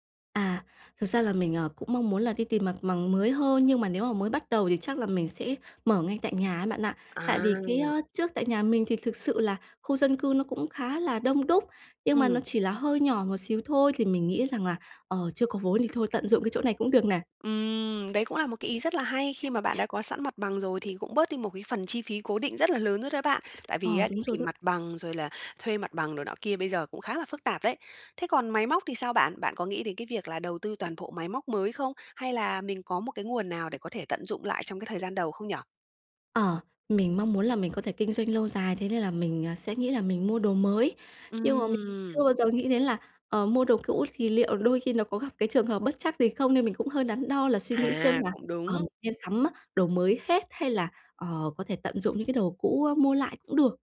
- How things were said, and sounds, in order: other background noise; "bằng" said as "mằng"; tapping; unintelligible speech
- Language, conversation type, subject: Vietnamese, advice, Làm sao bắt đầu khởi nghiệp khi không có nhiều vốn?